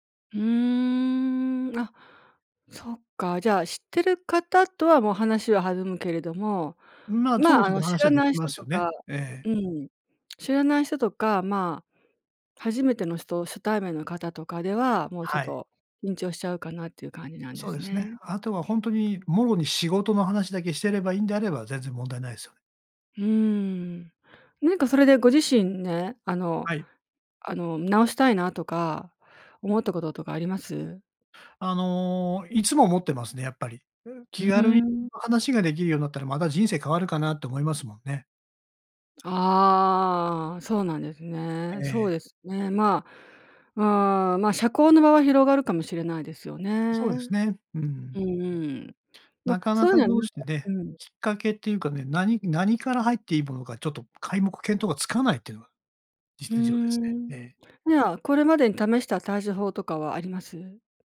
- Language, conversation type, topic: Japanese, advice, 社交の場で緊張して人と距離を置いてしまうのはなぜですか？
- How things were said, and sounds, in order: other background noise